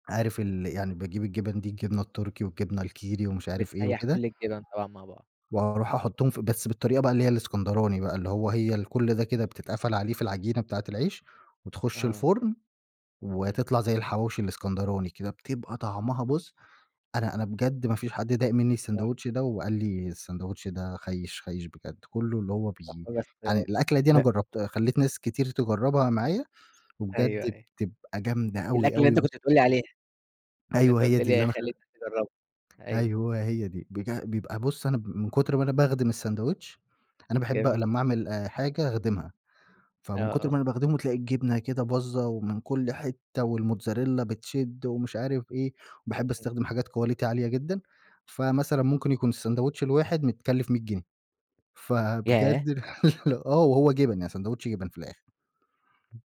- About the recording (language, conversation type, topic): Arabic, podcast, إيه أكتر أكلة بتحسّ إنها بتريحك؟
- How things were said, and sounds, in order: unintelligible speech; tapping; in Italian: "والموتزاريلّا"; unintelligible speech; in English: "quality"; chuckle; other background noise